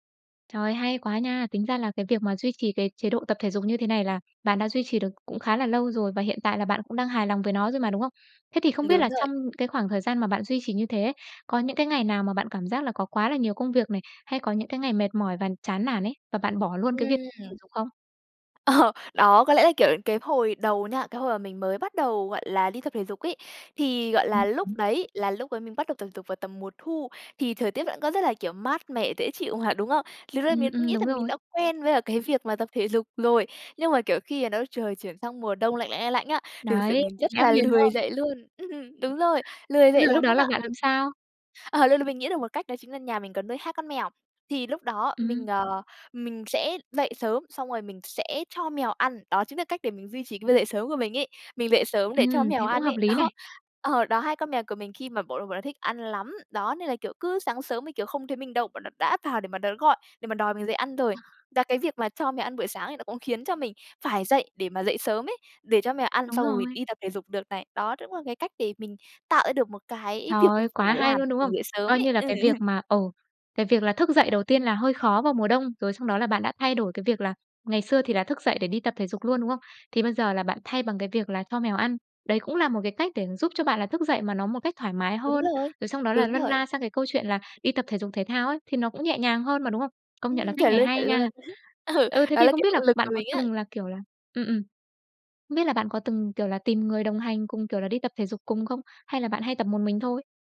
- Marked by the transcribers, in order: other background noise; tapping; laughing while speaking: "Ờ"; unintelligible speech; laughing while speaking: "Ừm"; unintelligible speech; laughing while speaking: "đó"; chuckle; laugh; laughing while speaking: "Ừ"
- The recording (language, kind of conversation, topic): Vietnamese, podcast, Bạn duy trì việc tập thể dục thường xuyên bằng cách nào?